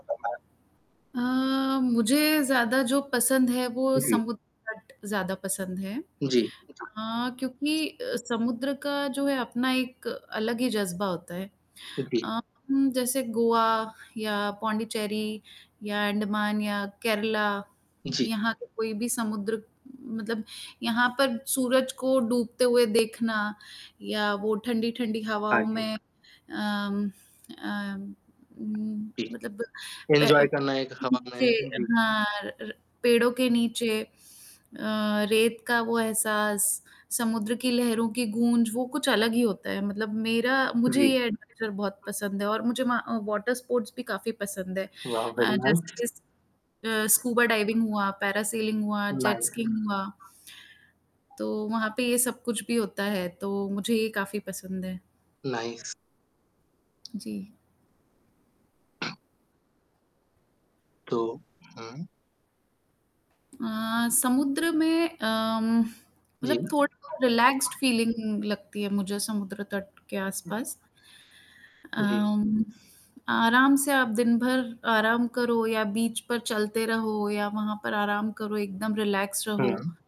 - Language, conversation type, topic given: Hindi, unstructured, गर्मियों की छुट्टियों में आप पहाड़ों पर जाना पसंद करेंगे या समुद्र तट पर?
- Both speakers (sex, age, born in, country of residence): female, 35-39, India, India; male, 25-29, India, India
- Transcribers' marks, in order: mechanical hum; other background noise; distorted speech; in English: "ओके"; static; in English: "एन्जॉय"; in English: "एडवेंचर"; in English: "वॉटर स्पोर्ट्स"; in English: "वाओ वेरी नाइस"; in English: "नाइस"; in English: "नाइस"; tapping; in English: "रिलैक्स्ड फ़ीलिंग"; in English: "रिलैक्स"